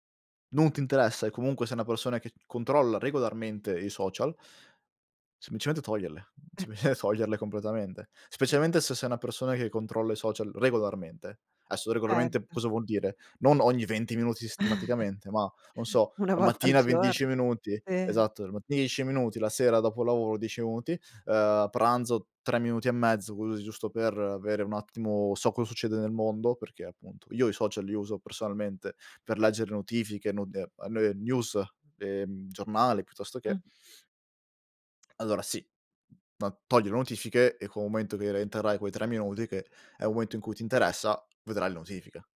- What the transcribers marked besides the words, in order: laughing while speaking: "sempl"; other background noise; "Adesso" said as "aesso"; chuckle; unintelligible speech
- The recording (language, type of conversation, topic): Italian, podcast, Come gestisci le notifiche dello smartphone?